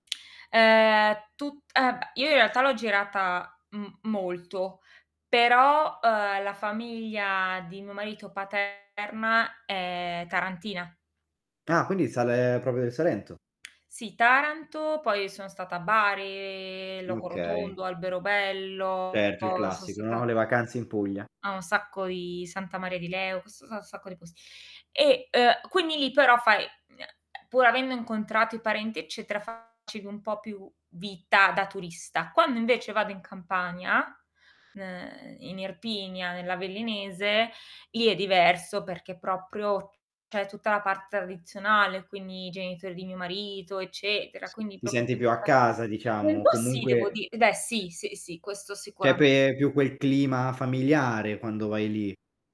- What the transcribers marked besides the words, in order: distorted speech; other background noise; "proprio" said as "propio"; drawn out: "Bari"; static; "proprio" said as "propio"
- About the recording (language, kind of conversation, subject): Italian, podcast, Come si conciliano tradizioni diverse nelle famiglie miste?